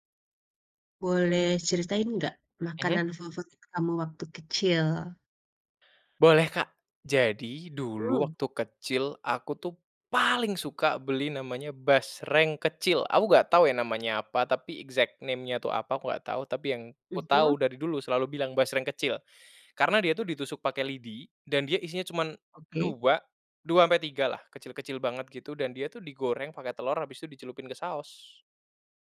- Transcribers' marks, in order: stressed: "paling"; in English: "exact name-nya"
- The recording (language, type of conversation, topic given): Indonesian, podcast, Ceritakan makanan favoritmu waktu kecil, dong?